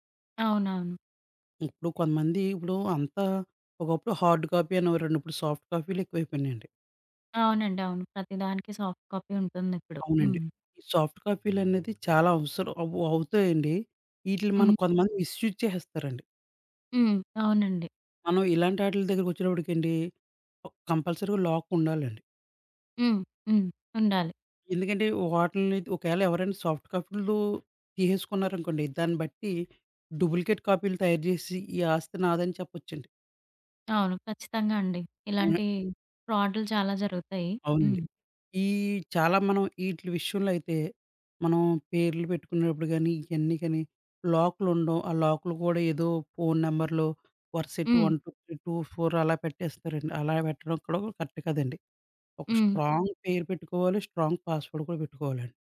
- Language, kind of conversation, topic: Telugu, podcast, ప్లేలిస్టుకు పేరు పెట్టేటప్పుడు మీరు ఏ పద్ధతిని అనుసరిస్తారు?
- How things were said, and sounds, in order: in English: "హార్డ్ కాపీ"; in English: "సాఫ్ట్"; in English: "సాఫ్ట్ కాపీ"; in English: "సాఫ్ట్"; tapping; in English: "మిస్‌యూస్"; in English: "క్ కంపల్సరీగా లాక్"; in English: "సాఫ్ట్"; in English: "డూప్లికేట్"; unintelligible speech; in English: "వన్ టూ త్రీ టూ ఫోర్"; in English: "కరెక్ట్"; in English: "స్ట్రాంగ్"; in English: "స్ట్రాంగ్ పాస్వర్డ్"